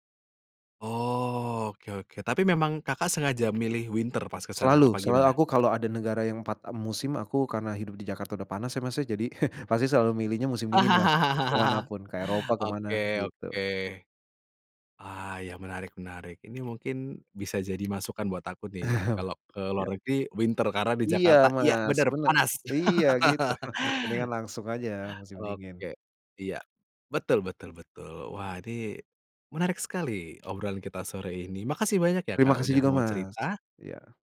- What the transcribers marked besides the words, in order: in English: "winter"; chuckle; laugh; tapping; chuckle; in English: "winter"; chuckle; laugh
- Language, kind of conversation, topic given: Indonesian, podcast, Pernahkah kamu mengambil keputusan spontan saat bepergian? Ceritakan, dong?